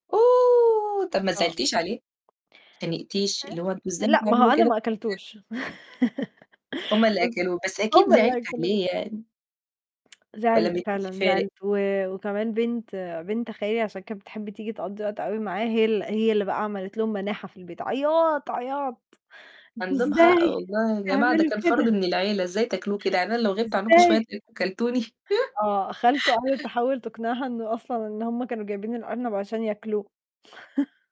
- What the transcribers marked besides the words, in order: unintelligible speech; chuckle; unintelligible speech; tsk; chuckle; chuckle
- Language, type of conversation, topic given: Arabic, unstructured, إيه أحلى مغامرة عشتها في حياتك؟